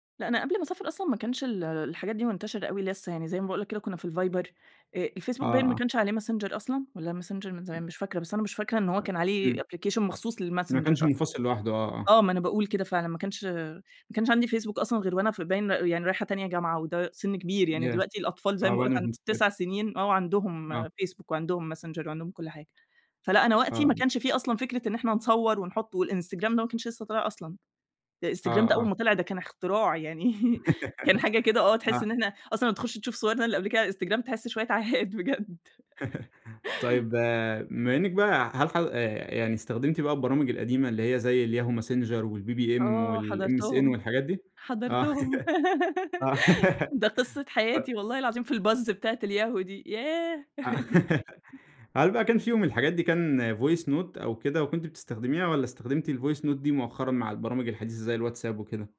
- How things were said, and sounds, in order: unintelligible speech; unintelligible speech; in English: "application"; unintelligible speech; giggle; chuckle; chuckle; laughing while speaking: "شوية عاهات بجد"; laughing while speaking: "حَضَرتهم. ده قصة حياتي والله العظيم في الباز بتاعة الYahoo دي"; giggle; giggle; in English: "الباز"; giggle; laugh; in English: "voice note"; in English: "الvoice note"
- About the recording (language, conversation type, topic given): Arabic, podcast, إمتى بتقرر تبعت رسالة صوتية وإمتى تكتب رسالة؟